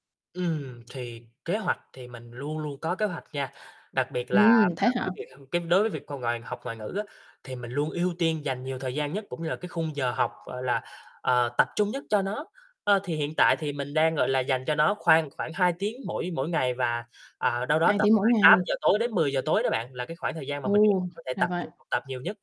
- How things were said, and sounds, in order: distorted speech; other background noise
- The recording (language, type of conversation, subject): Vietnamese, podcast, Làm sao để duy trì động lực học tập lâu dài?